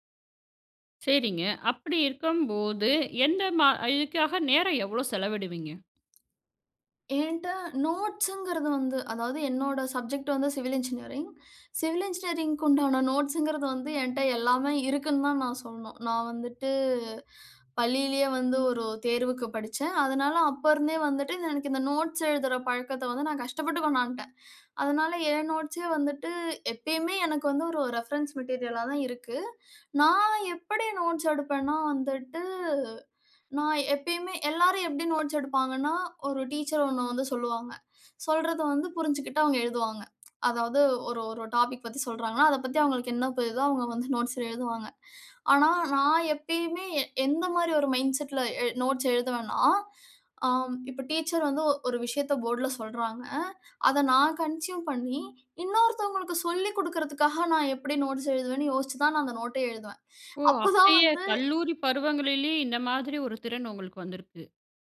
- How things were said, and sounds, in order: other background noise; in English: "நோட்ஸ்ங்கறது"; in English: "சப்ஜெக்ட்"; in English: "சிவில் என்ஜினியரிங். சிவில் என்ஜினியரிங்க்கு"; in English: "நோட்ஸ்ங்கறது"; in English: "நோட்ஸ்"; in English: "நோட்ஸே"; in English: "ரெஃபரன்ஸ் மெட்டீரியலா"; in English: "நோட்ஸ்"; in English: "நோட்ஸ்"; in English: "டாபிக்"; in English: "நோட்ஸ்ல"; in English: "மைண்ட்செட்டில"; in English: "நோட்ஸ்"; in English: "போர்ட்ல"; in English: "கன்ஸ்யூம்"; in English: "நோட்ஸ்"
- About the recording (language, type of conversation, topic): Tamil, podcast, நீங்கள் உருவாக்கிய கற்றல் பொருட்களை எவ்வாறு ஒழுங்குபடுத்தி அமைப்பீர்கள்?